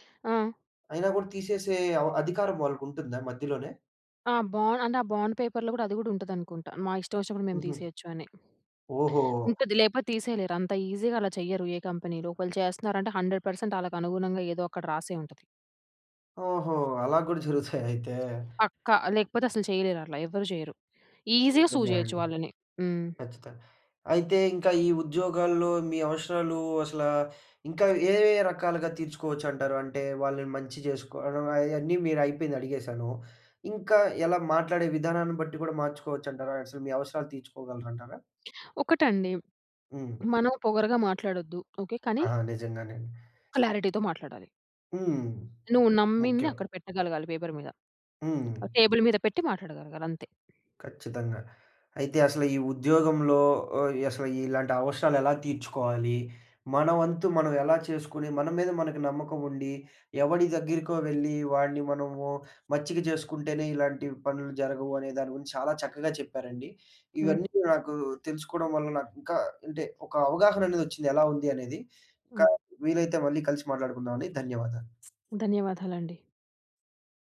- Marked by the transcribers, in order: in English: "బాండ్"; in English: "బాండ్ పేపర్‌లో"; in English: "ఈజీగా"; in English: "కంపెనీలో"; in English: "హండ్రెడ్ పర్సెంట్"; in English: "ఈజీగా సూ"; unintelligible speech; in English: "క్లారిటీతో"; in English: "పేపర్"; in English: "టేబుల్"; tapping; "అసలు" said as "యసలు"; other noise
- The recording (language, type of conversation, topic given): Telugu, podcast, ఉద్యోగంలో మీ అవసరాలను మేనేజర్‌కు మర్యాదగా, స్పష్టంగా ఎలా తెలియజేస్తారు?